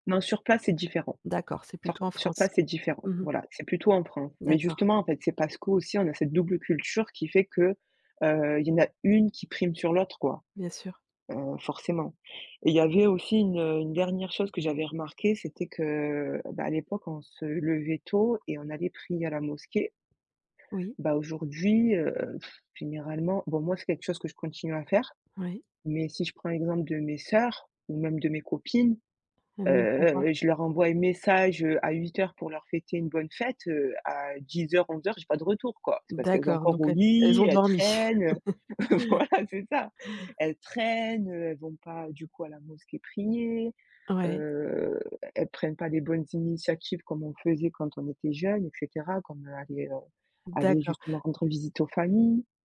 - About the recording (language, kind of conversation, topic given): French, podcast, Peux-tu me parler d’une tradition familiale qui compte pour toi ?
- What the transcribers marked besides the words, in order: stressed: "une"; stressed: "sœurs"; chuckle; laughing while speaking: "heu, voilà, c'est ça"; drawn out: "heu"